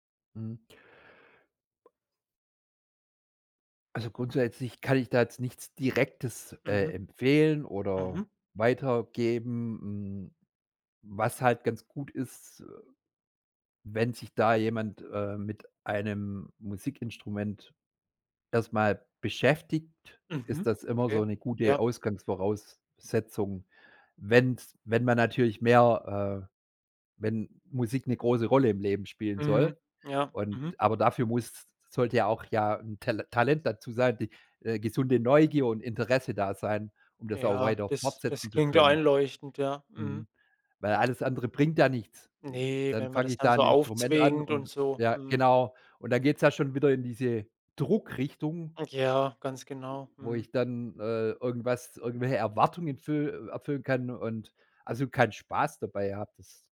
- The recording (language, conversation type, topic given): German, podcast, Welche Rolle spielt Musik in deinen Erinnerungen?
- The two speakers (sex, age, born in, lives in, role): male, 25-29, Germany, Germany, host; male, 45-49, Germany, Germany, guest
- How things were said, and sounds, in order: stressed: "Druckrichtung"